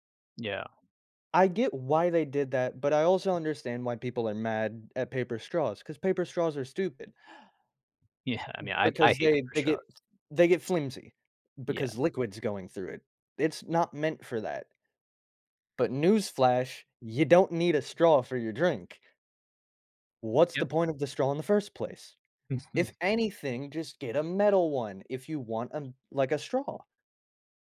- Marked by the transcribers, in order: other background noise; laughing while speaking: "Yeah"; background speech; tapping; laughing while speaking: "Mhm"
- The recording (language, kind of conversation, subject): English, unstructured, What are some effective ways we can reduce plastic pollution in our daily lives?
- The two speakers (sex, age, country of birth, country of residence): male, 30-34, United States, United States; male, 45-49, United States, United States